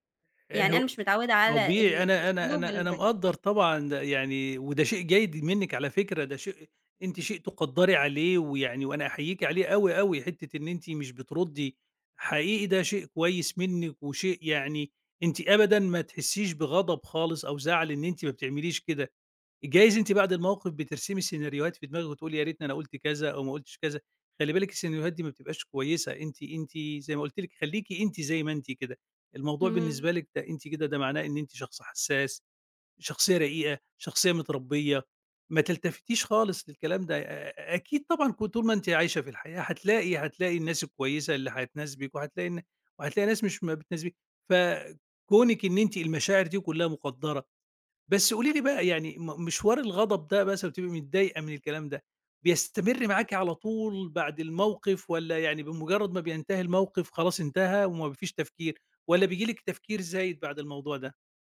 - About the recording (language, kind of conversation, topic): Arabic, advice, إزاي أقدر أعبّر عن مشاعري من غير ما أكتم الغضب جوايا؟
- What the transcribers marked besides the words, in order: tapping